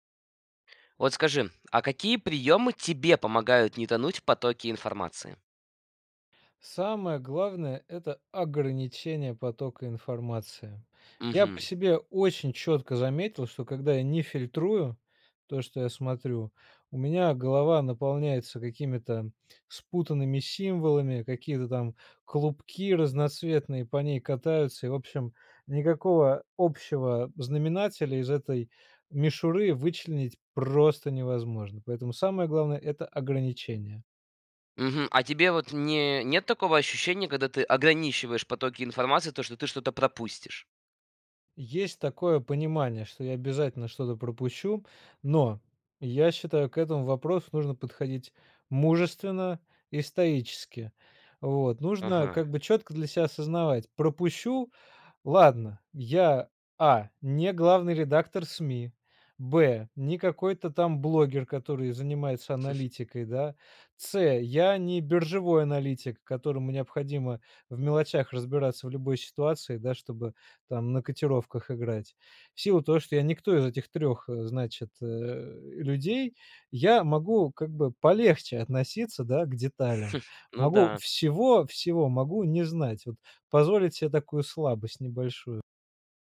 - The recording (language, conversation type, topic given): Russian, podcast, Какие приёмы помогают не тонуть в потоке информации?
- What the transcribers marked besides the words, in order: stressed: "просто"; chuckle; chuckle